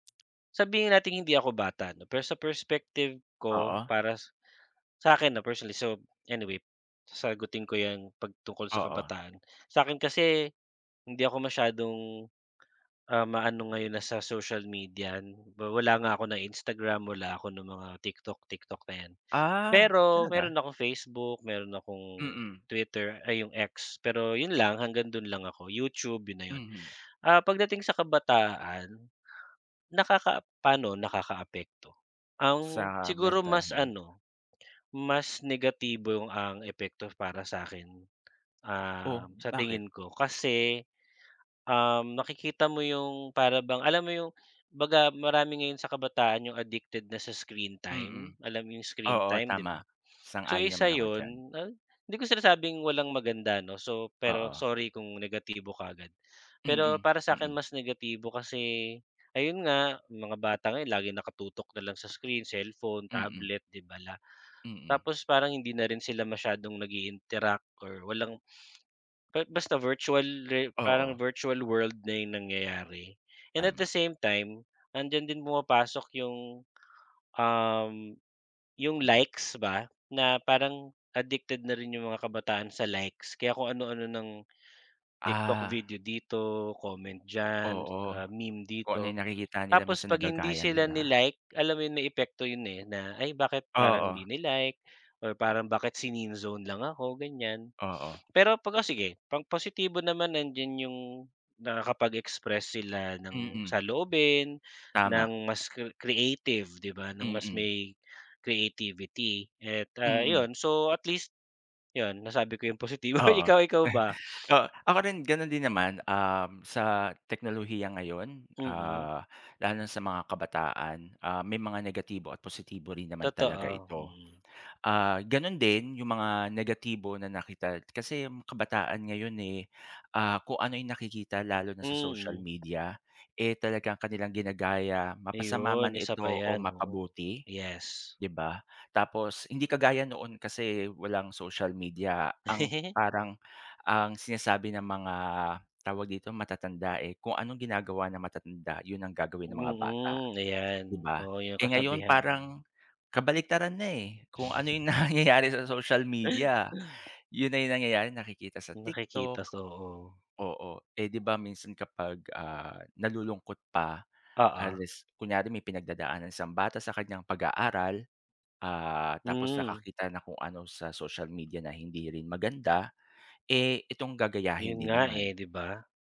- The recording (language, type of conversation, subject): Filipino, unstructured, Ano ang masasabi mo tungkol sa pag-unlad ng teknolohiya at sa epekto nito sa mga kabataan?
- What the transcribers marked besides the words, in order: laugh